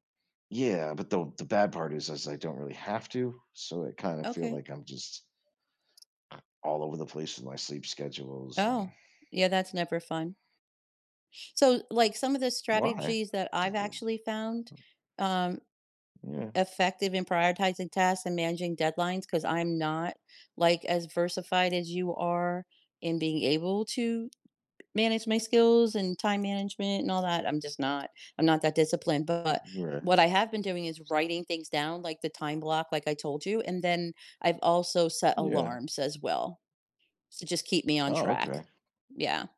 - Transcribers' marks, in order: other background noise; unintelligible speech; tapping
- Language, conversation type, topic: English, unstructured, What habits help you stay organized and make the most of your time?
- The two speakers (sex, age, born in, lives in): female, 60-64, United States, United States; male, 45-49, United States, United States